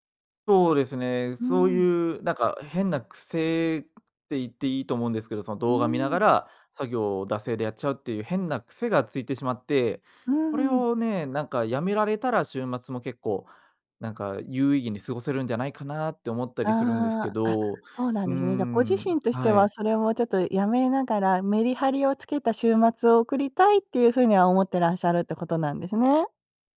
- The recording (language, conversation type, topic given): Japanese, advice, 週末にだらけてしまう癖を変えたい
- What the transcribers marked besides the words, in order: none